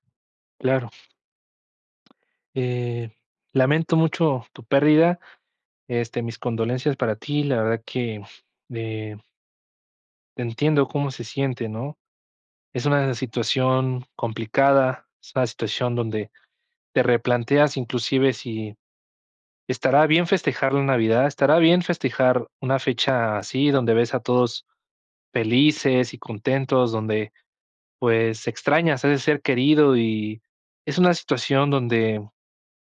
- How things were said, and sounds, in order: other background noise; tapping
- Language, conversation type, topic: Spanish, advice, ¿Cómo ha influido una pérdida reciente en que replantees el sentido de todo?